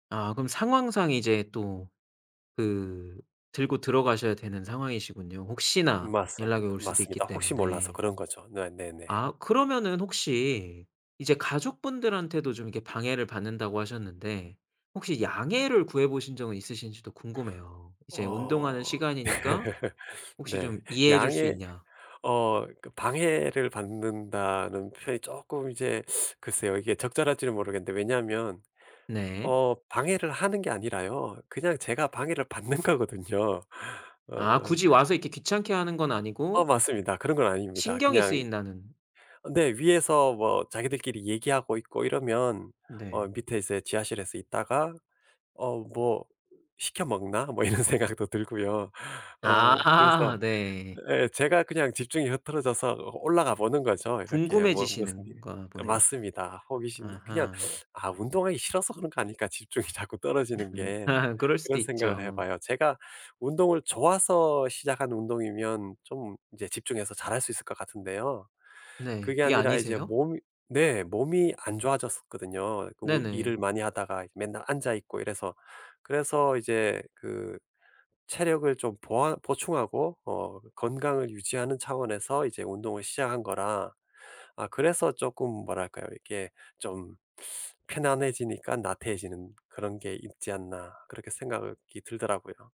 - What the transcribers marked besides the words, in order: laugh; laughing while speaking: "받는 거거든요"; tapping; laughing while speaking: "이런 생각도 들고요"; laughing while speaking: "집중이 자꾸"; laugh
- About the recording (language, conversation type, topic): Korean, advice, 바쁜 일정 때문에 규칙적으로 운동하지 못하는 상황을 어떻게 설명하시겠어요?